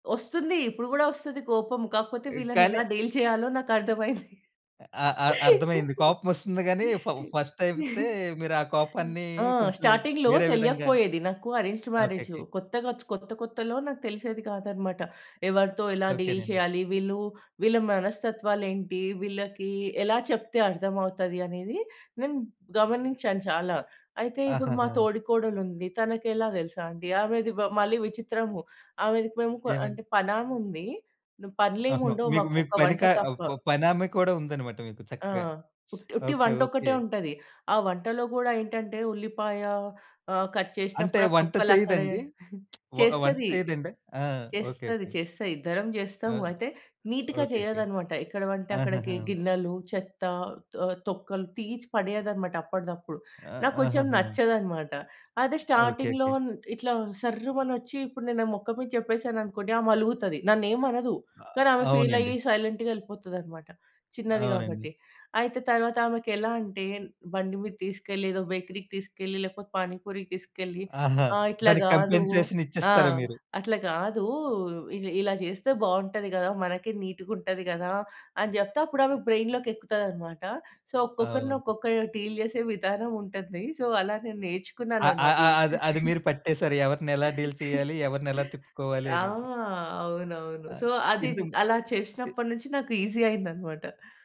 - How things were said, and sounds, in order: in English: "డీల్"; laugh; in English: "స్టార్టింగ్‌లో"; in English: "ఫ ఫస్ట్"; in English: "డీల్"; other background noise; sniff; chuckle; lip smack; in English: "నీట్‌గా"; in English: "స్టార్టింగ్‌లో"; in English: "ఫీల్"; in English: "సైలెంట్‌గా"; in English: "కన్ఫెషన్స్"; in English: "బ్రైన్‌లోకెక్కుతాదన్నమాట సో"; in English: "డీల్"; in English: "సో"; chuckle; in English: "డీల్"; in English: "సో"; in English: "ఈజీ"
- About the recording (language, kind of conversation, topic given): Telugu, podcast, మనసులో మొదటగా కలిగే కోపాన్ని మీరు ఎలా నియంత్రిస్తారు?